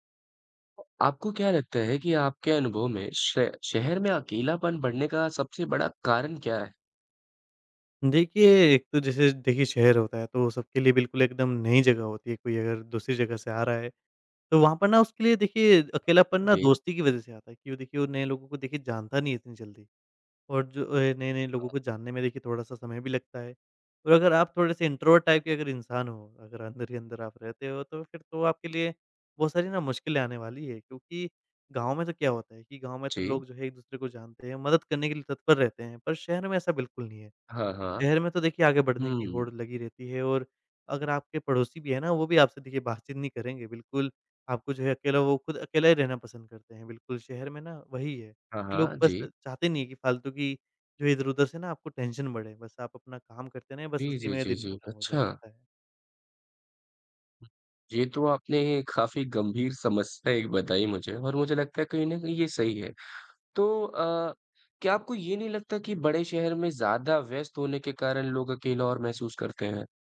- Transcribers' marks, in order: other noise; in English: "इंट्रोवर्ट टाइप"; in English: "टेंशन"
- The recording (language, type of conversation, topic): Hindi, podcast, शहर में अकेलापन कम करने के क्या तरीके हो सकते हैं?